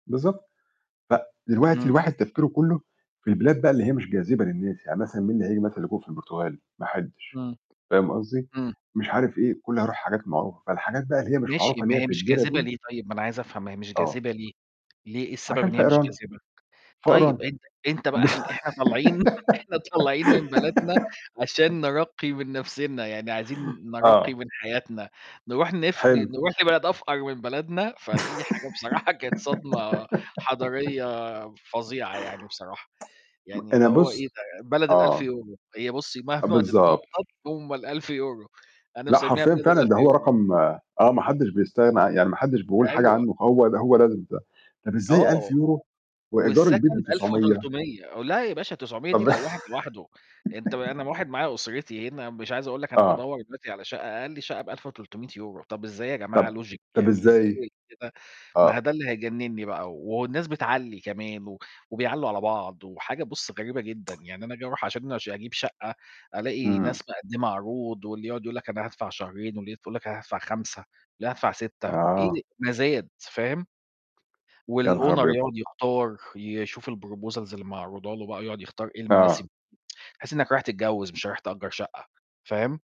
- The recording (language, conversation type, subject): Arabic, unstructured, إيه الحاجة اللي بتخليك تحس بالسعادة لما تفكر في مستقبلك؟
- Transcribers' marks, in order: static; tapping; laughing while speaking: "طالعين إحنا طالعين"; giggle; giggle; other noise; laughing while speaking: "بصراحة"; tsk; laugh; in English: "logic؟"; in English: "والowner"; in English: "الproposals"; tsk